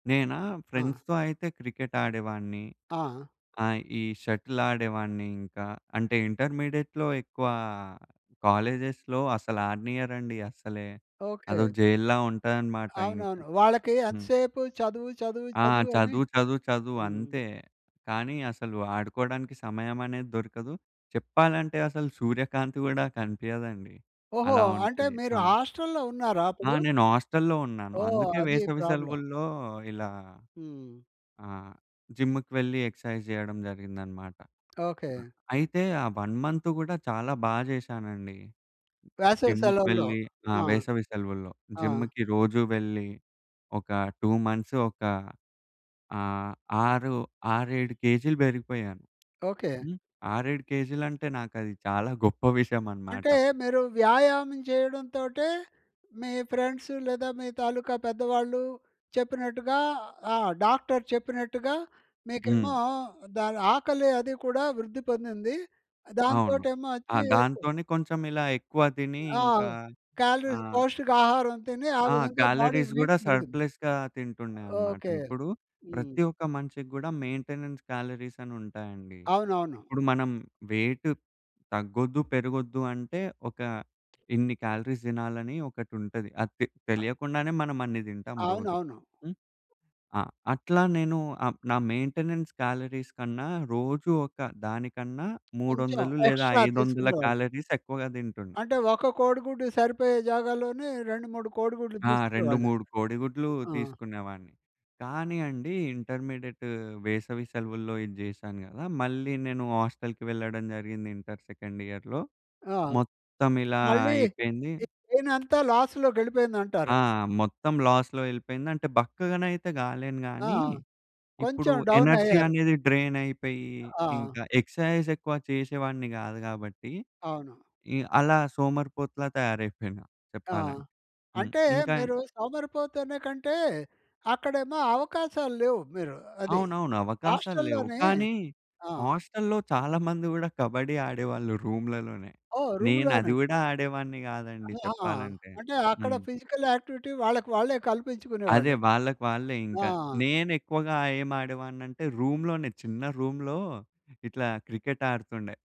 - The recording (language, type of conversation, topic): Telugu, podcast, వ్యాయామ మోటివేషన్ లేకపోతే దాన్ని ఎలా కొనసాగించాలి?
- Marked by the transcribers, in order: in English: "ఫ్రెండ్స్‌తో"; in English: "షటిల్"; in English: "ఇంటర్మీడియేట్‌లో"; in English: "కాలేజెస్‌లో"; in English: "ప్రాబ్లమ్"; in English: "జిమ్‌కి"; in English: "ఎక్స్‌సైజ్"; tapping; in English: "వన్"; in English: "జిమ్‌కి"; in English: "జిమ్‌కి"; in English: "టూ మంత్స్"; in English: "ఫ్రెండ్స్"; in English: "కాలరీస్"; in English: "కాలరీస్"; in English: "బాడీ వెయిట్"; in English: "సర్ప్‌లెస్‌గా"; in English: "మెయింటెనెన్స్ కాలరీస్"; in English: "వెయిట్"; in English: "క్యాలరీస్"; in English: "మెయింటెనెన్స్ కాలరీస్"; in English: "ఎక్స్‌ట్రా"; in English: "కాలరీస్"; in English: "ఇంటర్మీడియేట్"; in English: "హాస్టల్‌కి"; in English: "ఇంటర్ సెకండ్"; in English: "లాస్‌లోకెళ్ళిపోయిందంటారు"; in English: "లాస్‌లో"; in English: "ఎనర్జీ"; in English: "ఎక్స్‌సైజ్"; in English: "రూమ్‌లోనే"; in English: "ఫిజికల్ యాక్టివిటీ"; in English: "రూమ్‌లోనే"; in English: "రూమ్‌లో"